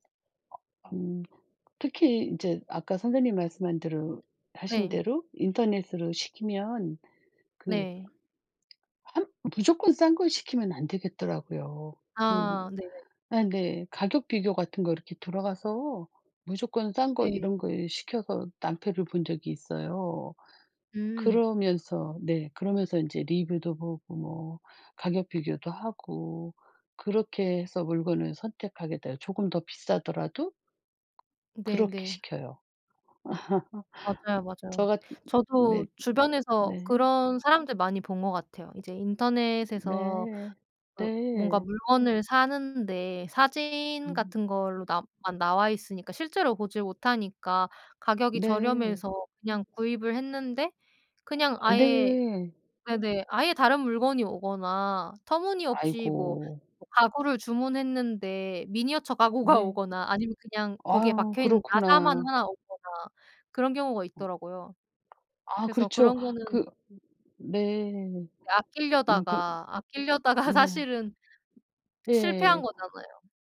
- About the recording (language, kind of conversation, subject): Korean, unstructured, 돈을 아끼기 위해 평소에 하는 습관이 있나요?
- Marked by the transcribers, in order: other background noise; tapping; laugh; laughing while speaking: "오거나"; laughing while speaking: "사실은"